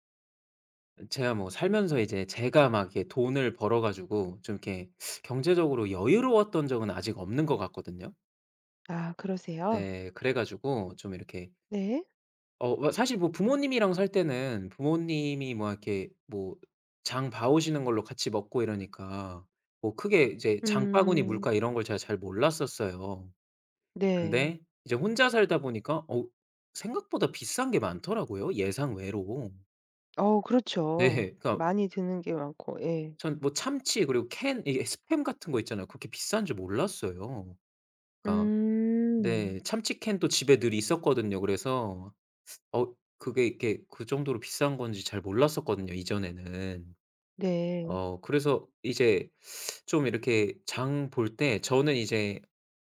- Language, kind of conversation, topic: Korean, advice, 예산이 부족해서 건강한 음식을 사기가 부담스러운 경우, 어떻게 하면 좋을까요?
- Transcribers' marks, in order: other background noise; tapping; laughing while speaking: "네"